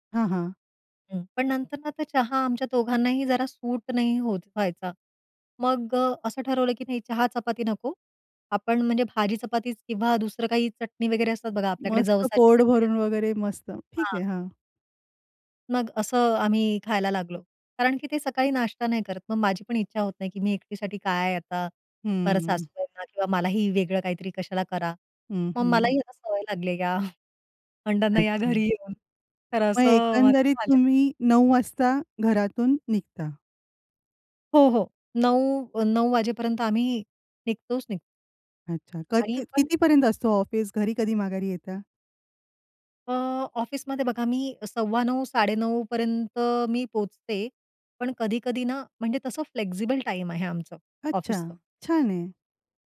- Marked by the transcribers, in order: other noise; tapping; in English: "फ्लेक्सिबल"
- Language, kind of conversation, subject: Marathi, podcast, सकाळी तुमची दिनचर्या कशी असते?